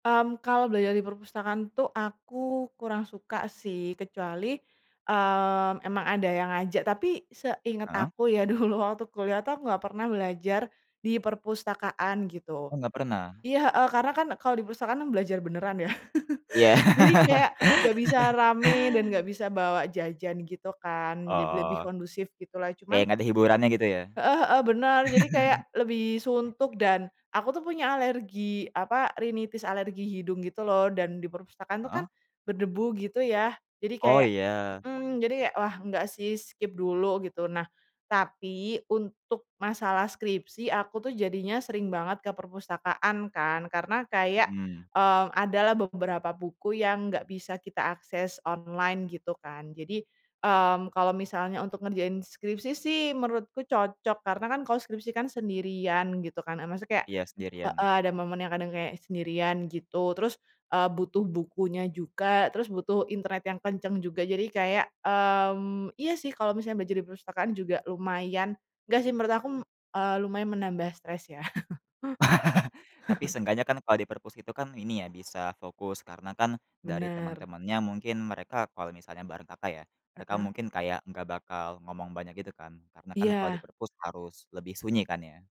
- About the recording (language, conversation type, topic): Indonesian, podcast, Apa yang bisa dilakukan untuk mengurangi stres pada pelajar?
- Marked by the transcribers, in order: laughing while speaking: "dulu"; chuckle; laugh; chuckle; in English: "skip"; chuckle